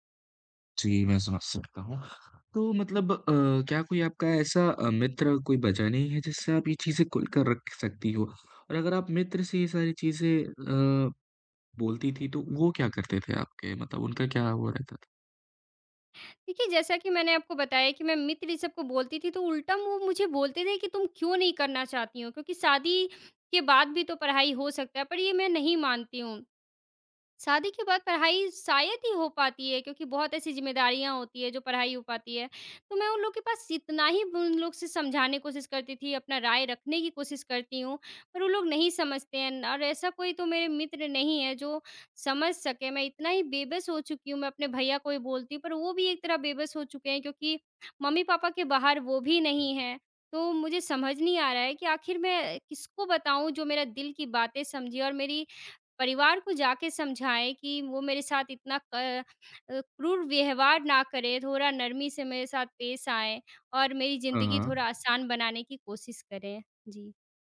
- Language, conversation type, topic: Hindi, advice, क्या आपको दोस्तों या परिवार के बीच अपनी राय रखने में डर लगता है?
- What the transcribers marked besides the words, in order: tapping; other background noise